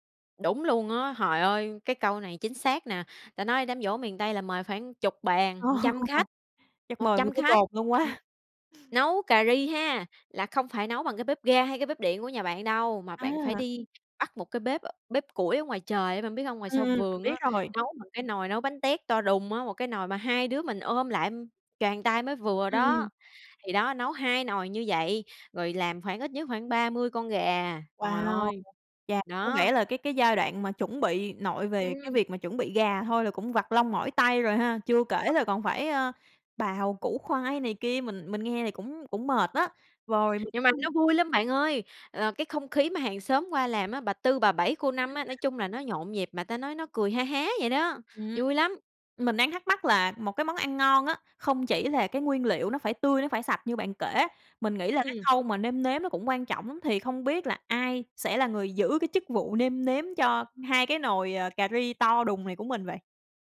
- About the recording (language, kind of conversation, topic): Vietnamese, podcast, Bạn nhớ món ăn gia truyền nào nhất không?
- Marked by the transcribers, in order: laughing while speaking: "Ồ"; other noise; other background noise; tapping; unintelligible speech; unintelligible speech